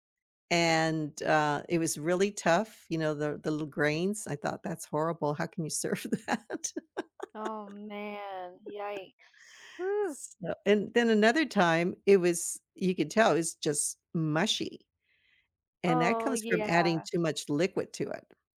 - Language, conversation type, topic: English, unstructured, How do spices change the way we experience food?
- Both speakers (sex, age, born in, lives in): female, 35-39, United States, United States; female, 70-74, United States, United States
- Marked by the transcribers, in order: laughing while speaking: "that?"; laugh